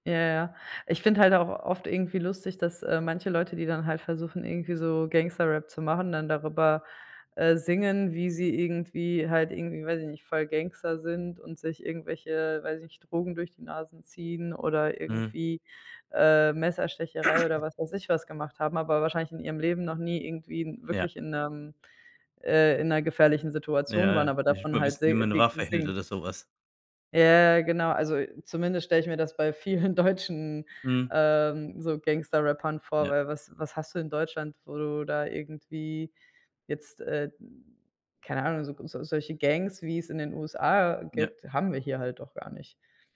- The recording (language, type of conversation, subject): German, unstructured, Was hältst du von Künstlern, die nur auf Klickzahlen achten?
- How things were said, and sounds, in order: throat clearing; laughing while speaking: "vielen"; other background noise